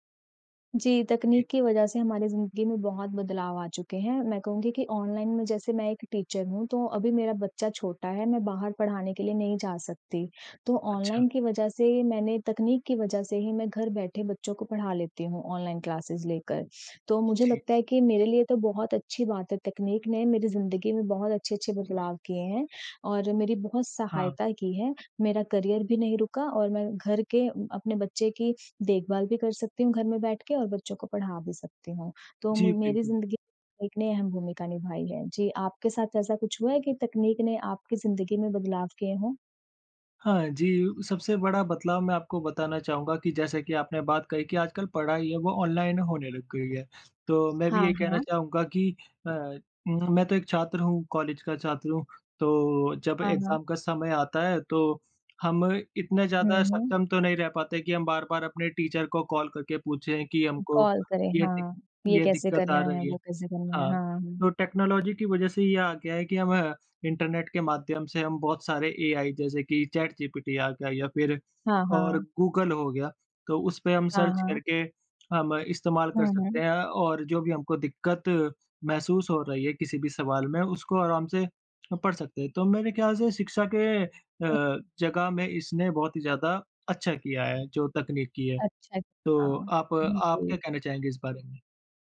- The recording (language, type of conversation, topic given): Hindi, unstructured, आपके लिए तकनीक ने दिनचर्या कैसे बदली है?
- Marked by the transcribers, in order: in English: "टीचर"; in English: "क्लासेस"; in English: "करियर"; in English: "एक्ज़ाम"; in English: "टीचर"; in English: "कॉल"; in English: "कॉल"; in English: "टेक्नोलॉजी"; in English: "सर्च"; tongue click